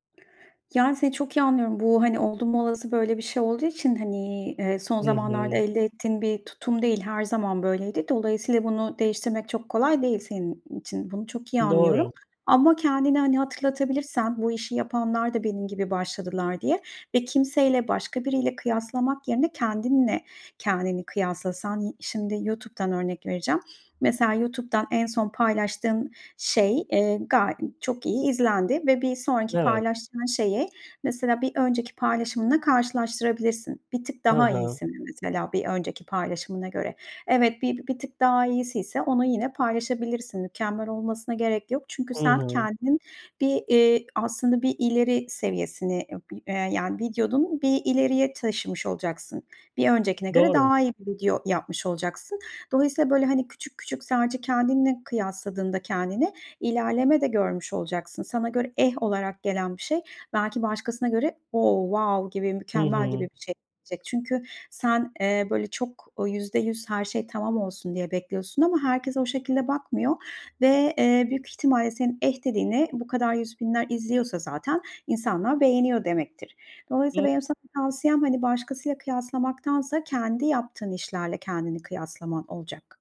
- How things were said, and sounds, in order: other background noise; tapping; in English: "wow"
- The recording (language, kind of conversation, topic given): Turkish, advice, Mükemmeliyetçilik yüzünden hiçbir şeye başlayamıyor ya da başladığım işleri bitiremiyor muyum?